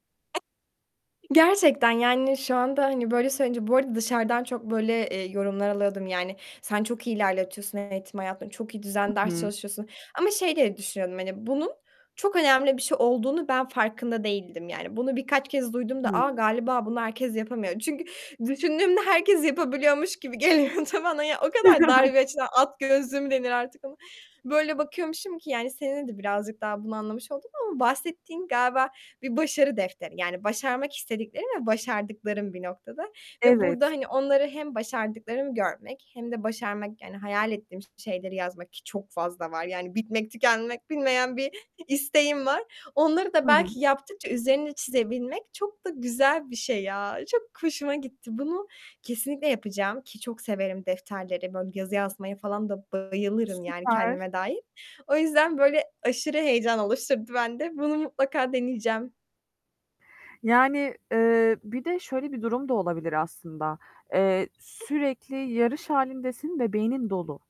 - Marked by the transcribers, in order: other background noise; tapping; distorted speech; static; chuckle; laughing while speaking: "geliyordu bana ya"; joyful: "bitmek tükenmek bilmeyen bir"
- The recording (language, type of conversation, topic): Turkish, advice, Projeye başlarken kendini yetersiz hissetme korkusunu nasıl yenebilirsin?
- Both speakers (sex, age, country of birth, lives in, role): female, 20-24, Turkey, Germany, user; female, 25-29, Turkey, Ireland, advisor